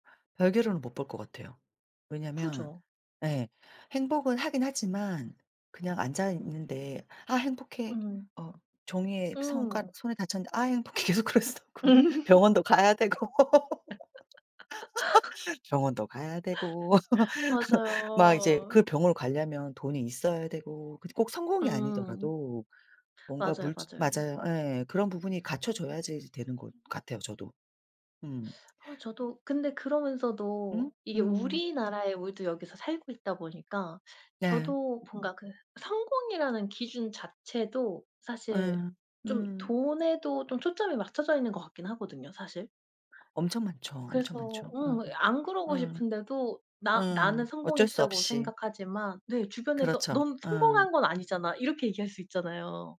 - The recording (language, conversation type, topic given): Korean, unstructured, 성공과 행복 중 어느 것이 더 중요하다고 생각하시나요?
- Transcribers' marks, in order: other background noise; laughing while speaking: "행복해. 계속 그럴 수도 없고"; laugh; laughing while speaking: "되고"; laugh